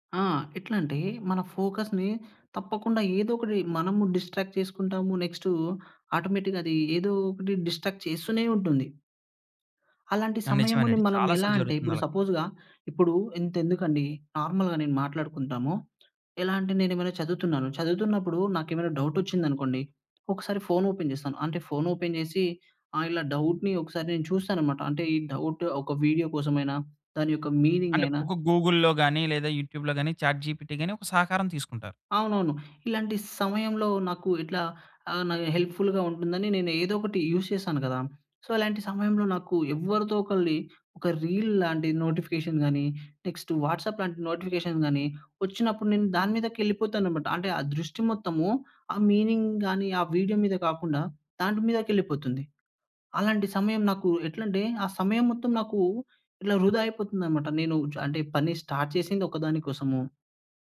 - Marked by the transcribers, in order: in English: "ఫోకస్‌ని"; in English: "డిస్ట్రాక్ట్"; in English: "ఆటోమేటిక్‌గా"; in English: "డిస్ట్రాక్ట్"; in English: "నార్మల్‌గా"; in English: "డౌట్‌ని"; in English: "డౌట్"; in English: "గూగుల్‌లో"; in English: "యూట్యూబ్‌లో"; in English: "చాట్‌జీపీటీ"; in English: "హెల్ప్‌ఫుల్‌గా"; in English: "యూస్"; in English: "సో"; in English: "నోటిఫికేషన్"; in English: "వాట్సాప్‌లాంటి నోటిఫికేషన్"; in English: "మీనింగ్"; in English: "స్టార్ట్"
- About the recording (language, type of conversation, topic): Telugu, podcast, పనిపై దృష్టి నిలబెట్టుకునేందుకు మీరు పాటించే రోజువారీ రొటీన్ ఏమిటి?